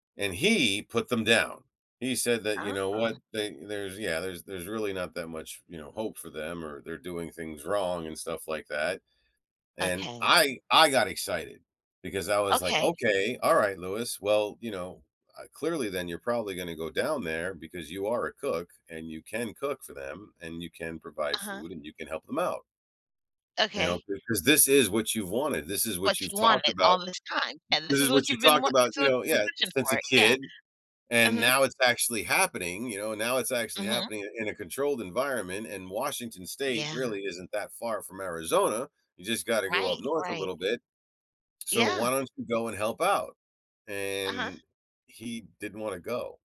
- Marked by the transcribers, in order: other background noise; drawn out: "And"
- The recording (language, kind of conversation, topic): English, advice, How can I cope with changing a long-held belief?